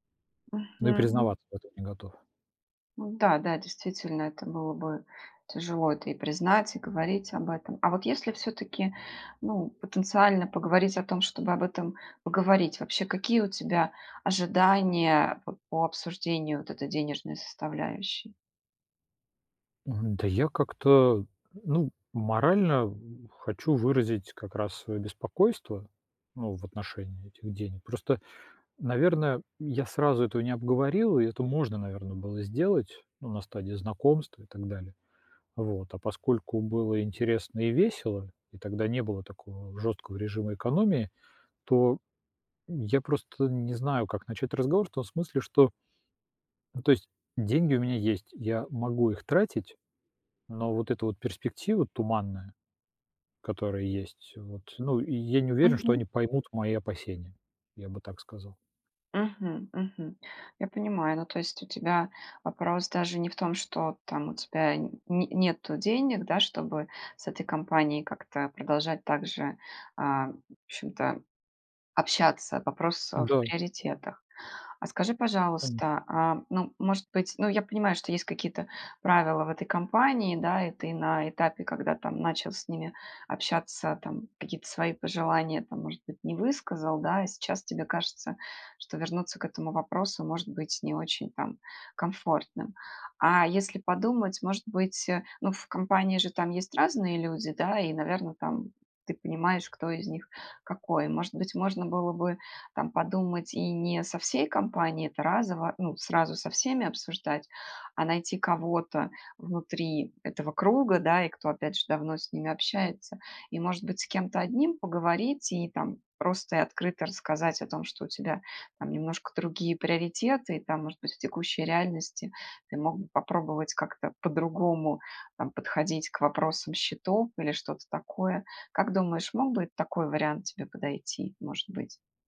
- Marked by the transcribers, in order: tapping; other background noise
- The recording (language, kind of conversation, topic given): Russian, advice, Как справляться с неловкостью из-за разницы в доходах среди знакомых?